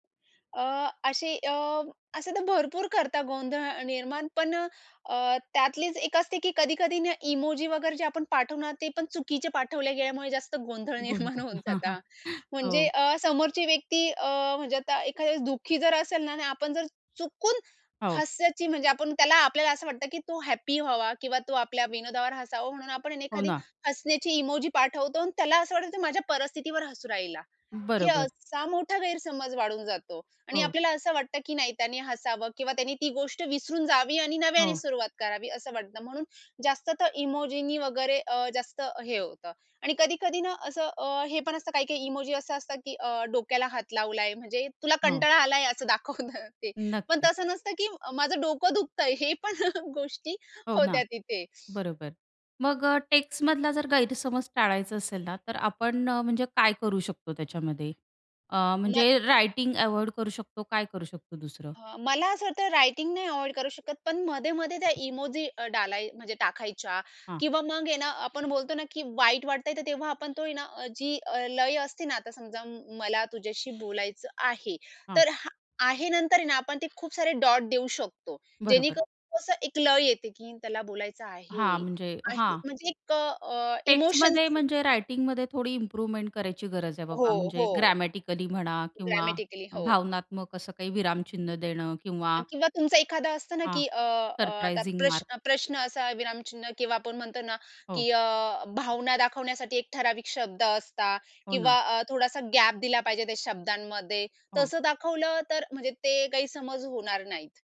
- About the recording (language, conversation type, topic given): Marathi, podcast, टेक्स्टवरून संवाद साधताना गैरसमज का वाढतात?
- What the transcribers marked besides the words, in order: other background noise; laughing while speaking: "निर्माण होऊन"; chuckle; laughing while speaking: "दाखवतं ते"; chuckle; in English: "इम्प्रूव्हमेंट"; in English: "सरप्रायझिंग"